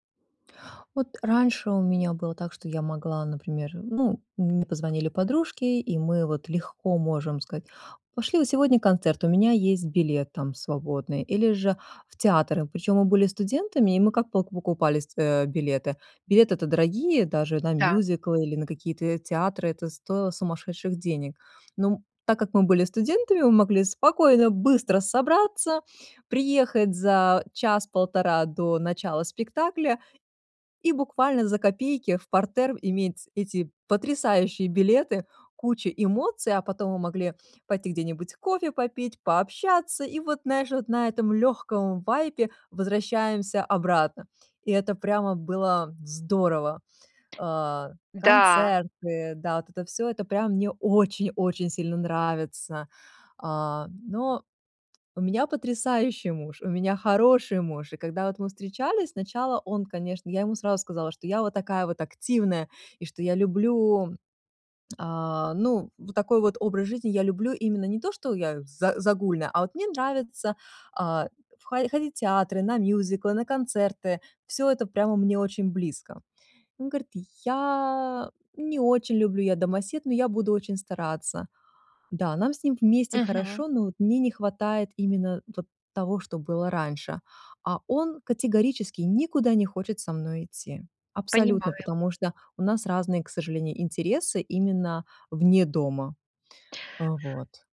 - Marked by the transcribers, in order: tapping; other background noise; joyful: "очень-очень"
- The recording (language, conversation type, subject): Russian, advice, Как справиться с чувством утраты прежней свободы после рождения ребёнка или с возрастом?